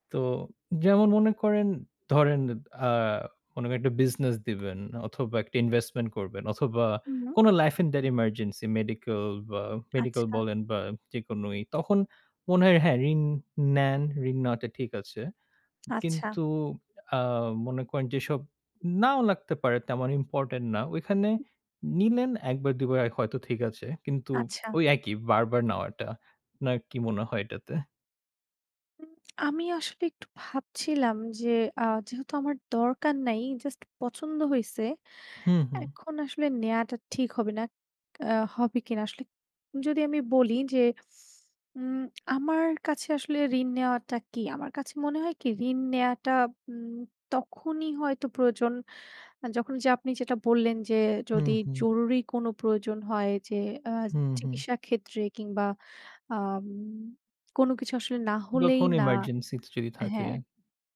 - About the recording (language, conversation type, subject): Bengali, unstructured, ঋণ নেওয়া কখন ঠিক এবং কখন ভুল?
- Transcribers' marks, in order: tapping; sniff